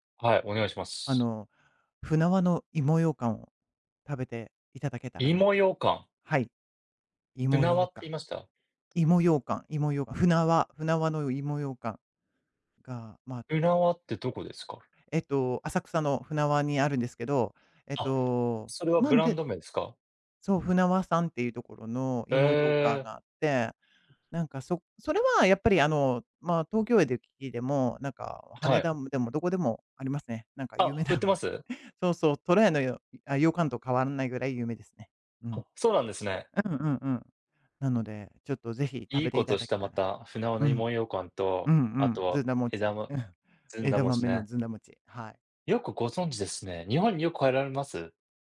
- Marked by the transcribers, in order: laughing while speaking: "有名なので"
- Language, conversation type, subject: Japanese, unstructured, 食べ物にまつわる子どもの頃の思い出はありますか？